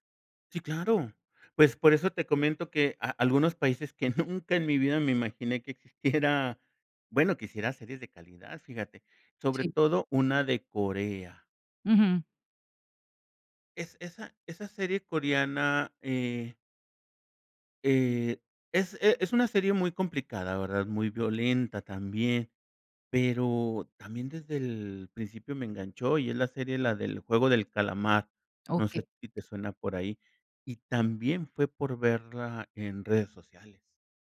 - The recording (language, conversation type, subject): Spanish, podcast, ¿Cómo influyen las redes sociales en la popularidad de una serie?
- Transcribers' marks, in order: laughing while speaking: "nunca"; laughing while speaking: "existiera"